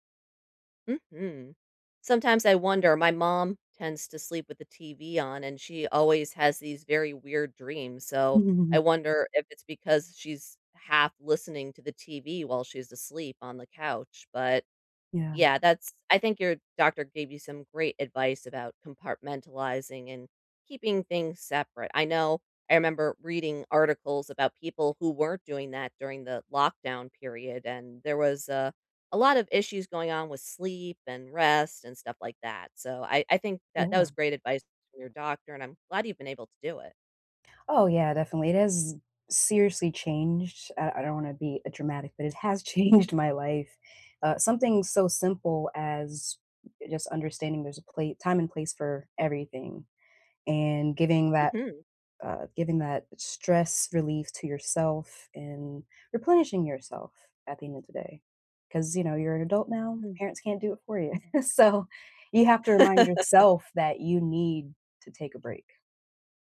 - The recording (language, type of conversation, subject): English, unstructured, What’s the best way to handle stress after work?
- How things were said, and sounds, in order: laughing while speaking: "changed"; laughing while speaking: "So"; laugh